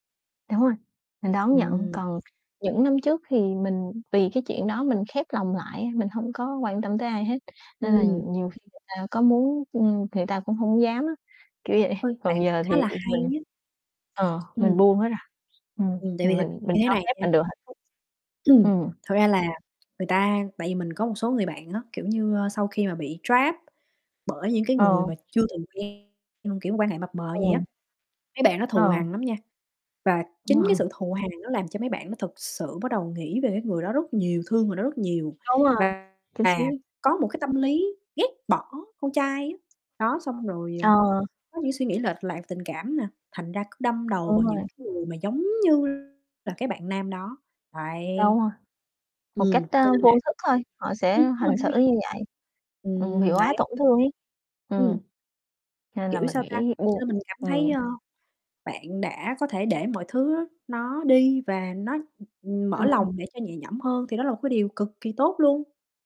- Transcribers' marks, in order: mechanical hum; other background noise; distorted speech; laughing while speaking: "vậy"; bird; static; throat clearing; tapping; in English: "trap"; laughing while speaking: "Vâng"; unintelligible speech; other noise
- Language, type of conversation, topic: Vietnamese, unstructured, Bạn có lo sợ rằng việc nhớ lại quá khứ sẽ khiến bạn tổn thương không?